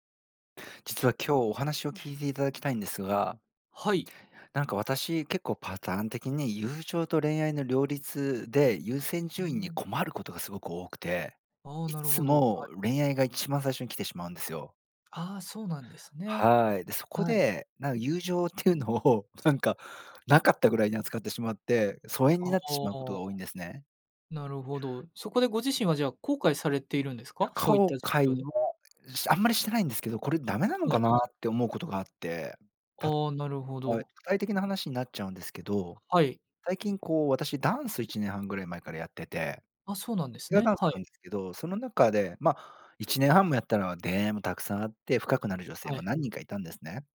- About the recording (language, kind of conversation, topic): Japanese, advice, 友情と恋愛を両立させるうえで、どちらを優先すべきか迷ったときはどうすればいいですか？
- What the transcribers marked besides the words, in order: laughing while speaking: "っていうのをなんか"; "出会い" said as "でんあい"